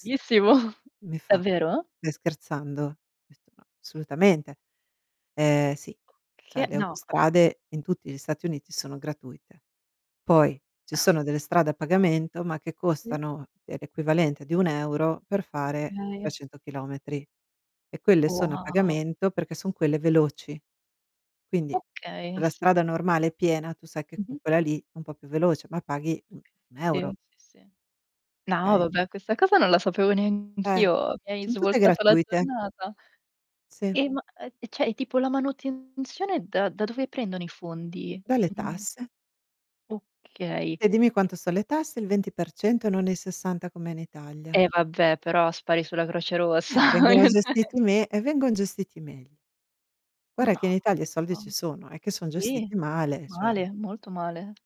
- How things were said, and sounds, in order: laughing while speaking: "lissimo"; "Bellissimo" said as "lissimo"; other background noise; distorted speech; "assolutamente" said as "solutamente"; "cioè" said as "ceh"; tapping; other noise; unintelligible speech; "Okay" said as "oka"; "Okay" said as "kay"; "cioè" said as "ceh"; "Cioè" said as "ceh"; laughing while speaking: "Rossa"; unintelligible speech; "Guarda" said as "Guara"
- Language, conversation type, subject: Italian, unstructured, Che cosa ti fa arrabbiare di più della politica italiana?